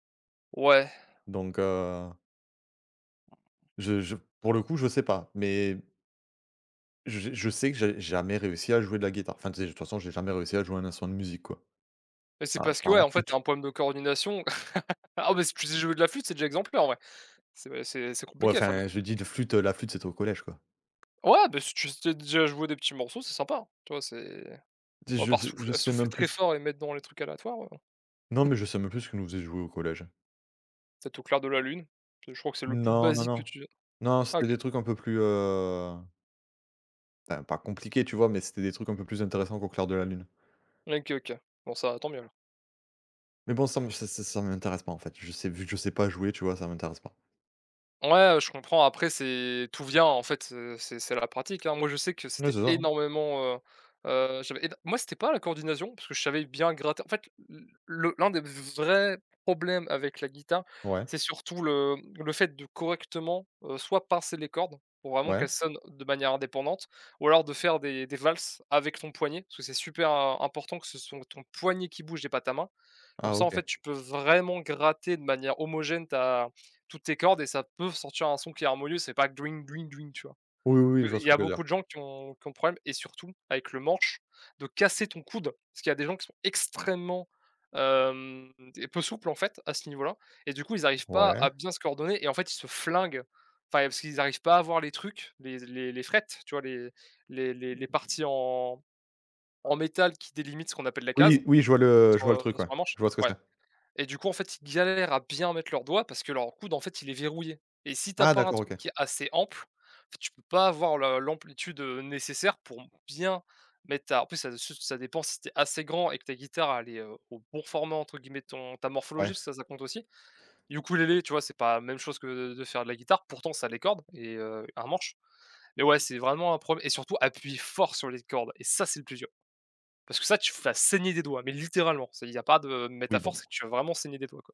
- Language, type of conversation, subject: French, unstructured, Comment la musique influence-t-elle ton humeur au quotidien ?
- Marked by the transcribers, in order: tapping; laugh; other background noise; chuckle; drawn out: "heu"; stressed: "énormément"; put-on voice: "dring dring dring"; stressed: "casser ton coude"; unintelligible speech; stressed: "ça"